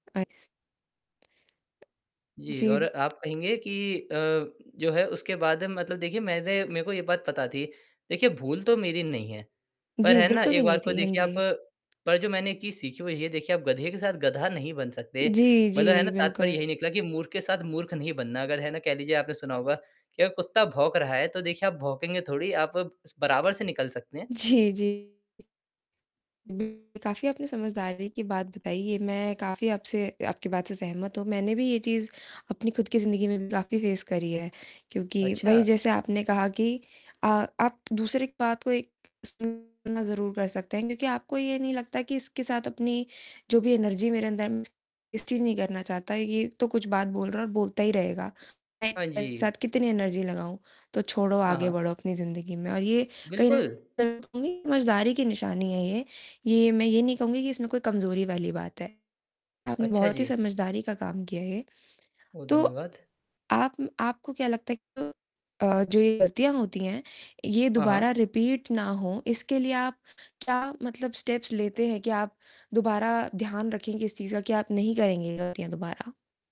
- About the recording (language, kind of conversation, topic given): Hindi, podcast, आपने अपनी गलतियों से क्या सीखा?
- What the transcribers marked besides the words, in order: static; distorted speech; tapping; other noise; laughing while speaking: "जी"; unintelligible speech; in English: "फेस"; in English: "एनर्जी"; in English: "वेस्ट"; in English: "एनर्जी"; unintelligible speech; in English: "रिपीट"; in English: "स्टेप्स"